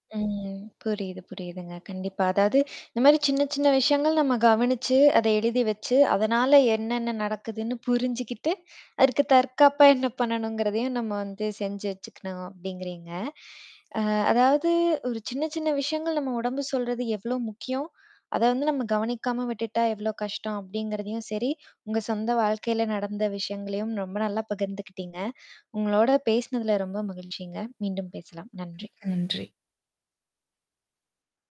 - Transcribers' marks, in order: inhale; tapping; inhale; inhale; static
- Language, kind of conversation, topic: Tamil, podcast, உடல்நலச் சின்னங்களை நீங்கள் பதிவு செய்வது உங்களுக்கு எப்படிப் பயன் தருகிறது?